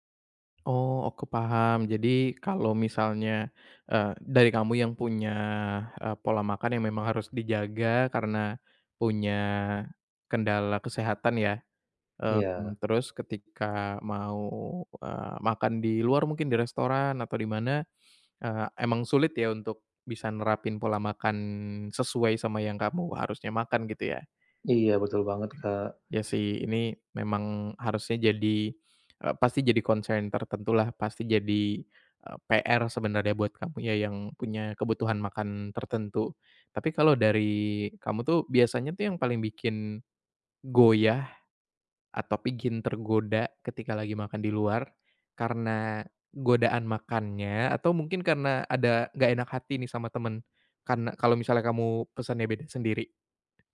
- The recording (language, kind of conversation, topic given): Indonesian, advice, Bagaimana saya bisa tetap menjalani pola makan sehat saat makan di restoran bersama teman?
- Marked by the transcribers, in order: other background noise; in English: "concern"